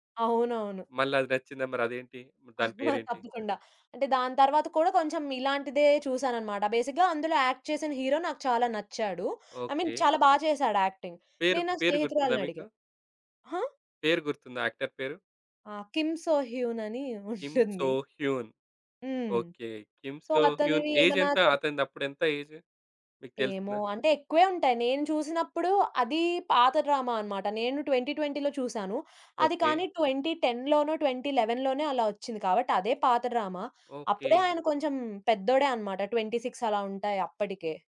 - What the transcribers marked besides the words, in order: chuckle; in English: "బేసిక్‌గా"; in English: "యాక్ట్"; in English: "ఐ మీన్"; in English: "యాక్టింగ్"; in English: "యాక్టర్"; in English: "సో"; in English: "ఏజ్?"; in English: "డ్రామా"; in English: "ట్వెంటీ ట్వెంటీ‌లో"; in English: "డ్రామా"; in English: "ట్వెంటీ సిక్స్"
- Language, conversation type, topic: Telugu, podcast, మీరు ఎప్పుడు ఆన్‌లైన్ నుంచి విరామం తీసుకోవాల్సిందేనని అనుకుంటారు?